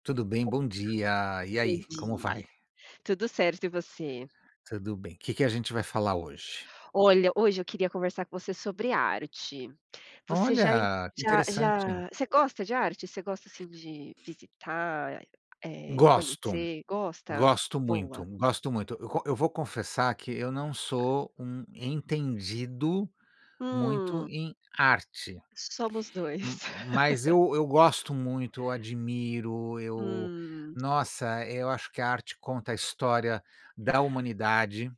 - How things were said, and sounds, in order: tapping; laugh
- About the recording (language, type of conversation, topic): Portuguese, unstructured, Você acha que a arte pode mudar a forma de pensar das pessoas?